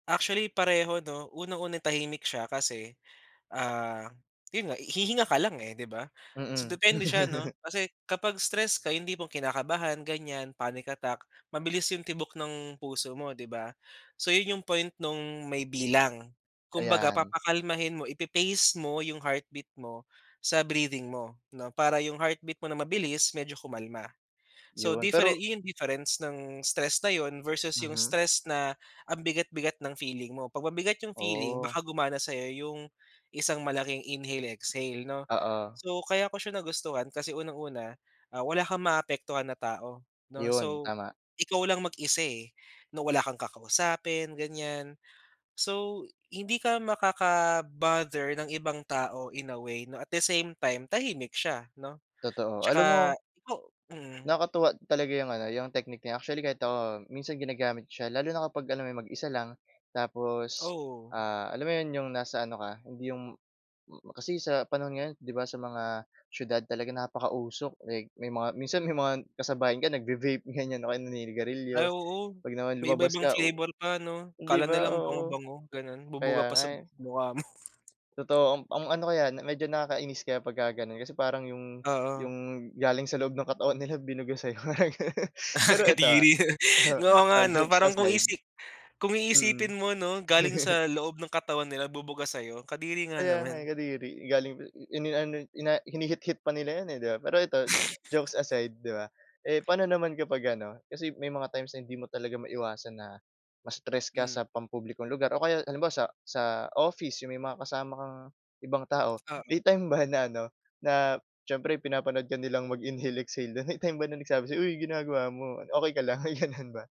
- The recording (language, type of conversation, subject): Filipino, podcast, Ano ang tahimik mong paraan para kumalma kapag nai-stress ka?
- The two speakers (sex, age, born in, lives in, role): male, 20-24, Philippines, Philippines, host; male, 25-29, Philippines, Philippines, guest
- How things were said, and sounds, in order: laugh; in English: "panic attack"; stressed: "bilang"; in English: "At the same time"; laughing while speaking: "may mngan kasabayan ka nagvi-vape ganiyan o kaya naninigarilyo"; "mga" said as "mngan"; chuckle; other background noise; laughing while speaking: "Ah, kadiri"; laughing while speaking: "nila binuga sayo, mga gano'n"; in English: "jokes aside"; chuckle; snort; in English: "jokes aside"; laughing while speaking: "ba na ano na"; laughing while speaking: "mag-inhale exhale do'n. May time … May gano'n ba?"